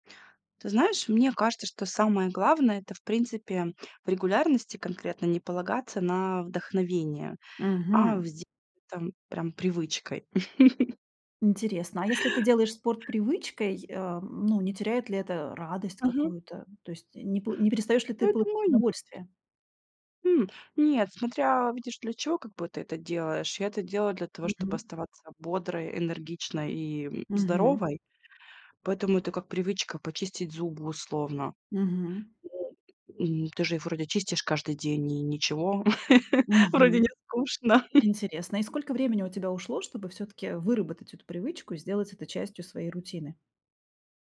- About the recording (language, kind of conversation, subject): Russian, podcast, Как вы мотивируете себя регулярно заниматься спортом?
- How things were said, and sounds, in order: laugh; tapping; laugh